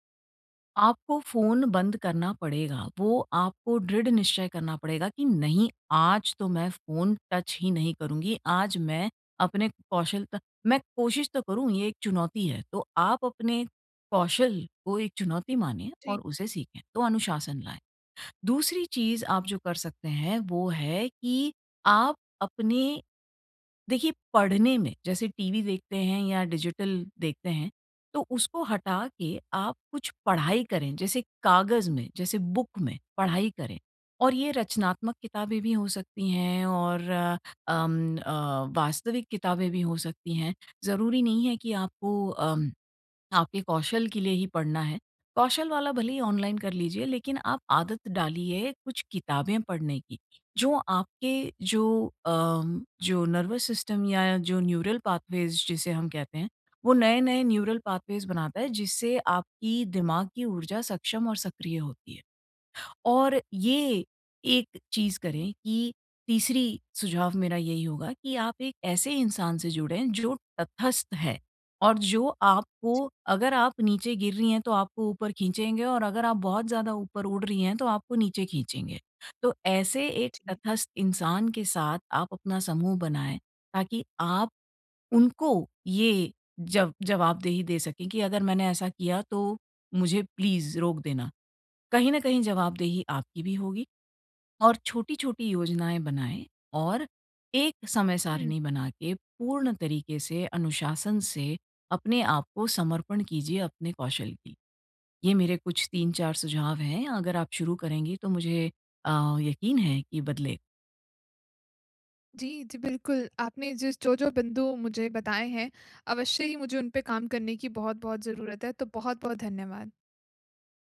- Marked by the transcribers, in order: in English: "टच"; in English: "बुक"; in English: "नर्वस सिस्टम"; in English: "न्यूरल पाथवेज़"; in English: "न्यूरल पाथवेज़"; in English: "प्लीज़"
- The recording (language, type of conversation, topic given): Hindi, advice, बोरियत को उत्पादकता में बदलना